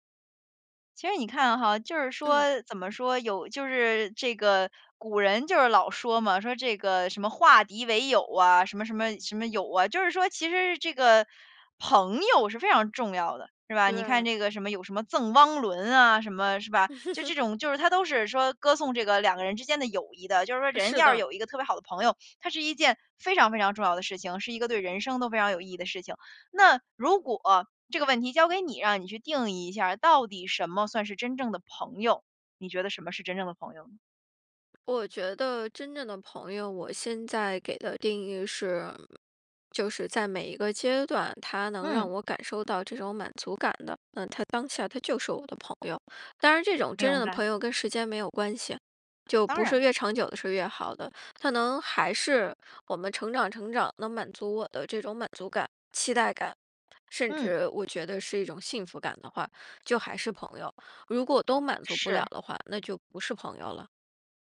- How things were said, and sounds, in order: laugh; other background noise
- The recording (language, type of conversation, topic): Chinese, podcast, 你觉得什么样的人才算是真正的朋友？